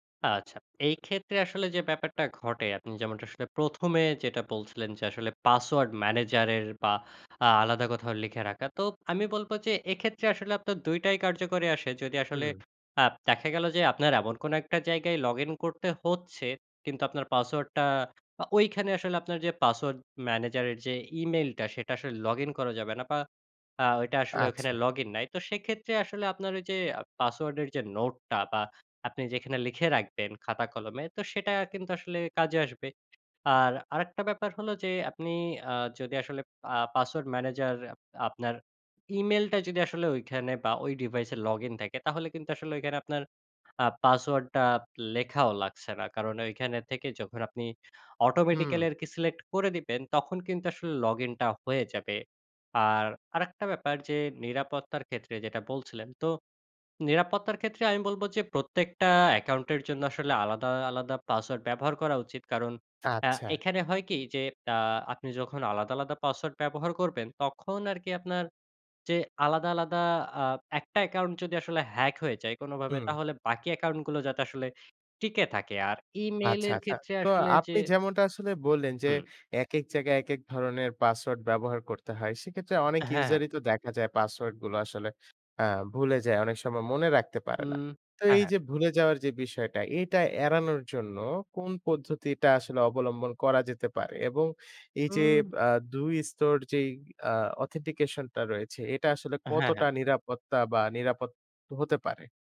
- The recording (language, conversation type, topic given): Bengali, podcast, পাসওয়ার্ড ও অনলাইন নিরাপত্তা বজায় রাখতে কী কী টিপস অনুসরণ করা উচিত?
- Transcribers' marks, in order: in English: "automatically"; tapping; in English: "authentication"